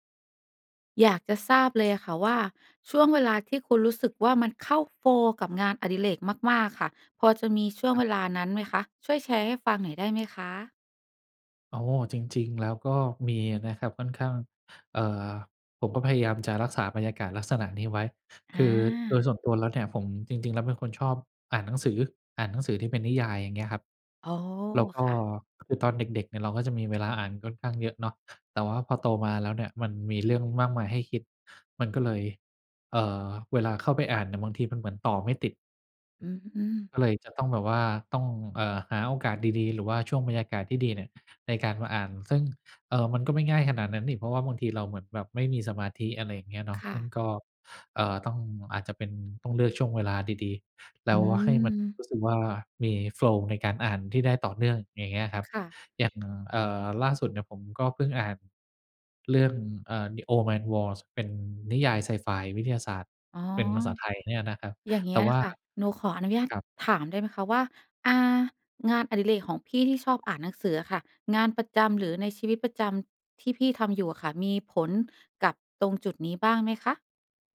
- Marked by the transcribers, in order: other background noise; in English: "โฟลว์"; in English: "โฟลว์"; other noise
- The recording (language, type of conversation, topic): Thai, podcast, บอกเล่าช่วงที่คุณเข้าโฟลว์กับงานอดิเรกได้ไหม?